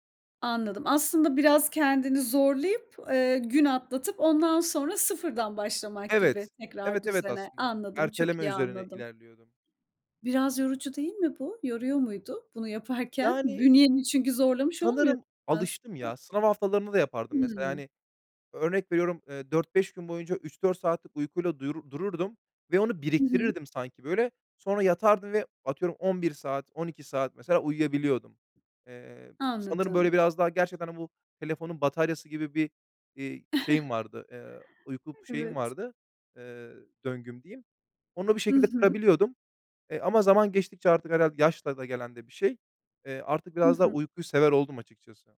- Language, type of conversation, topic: Turkish, podcast, Uyku düzenini nasıl koruyorsun ve bunun için hangi ipuçlarını uyguluyorsun?
- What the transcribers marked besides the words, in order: other background noise; laughing while speaking: "yaparken?"; tapping; chuckle